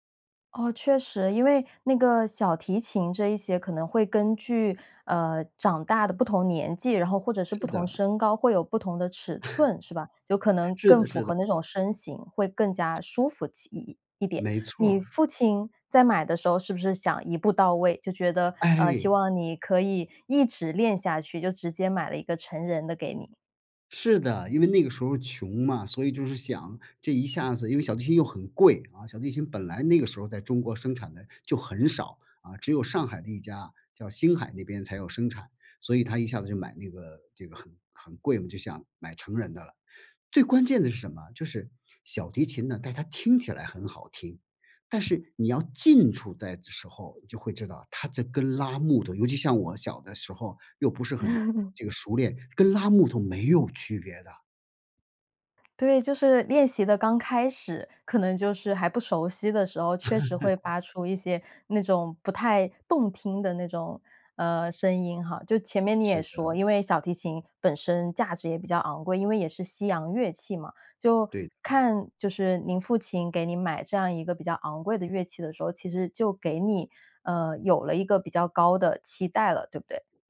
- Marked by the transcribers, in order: laugh; laughing while speaking: "是的 是的"; laugh; laugh; other background noise
- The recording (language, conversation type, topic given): Chinese, podcast, 父母的期待在你成长中起了什么作用？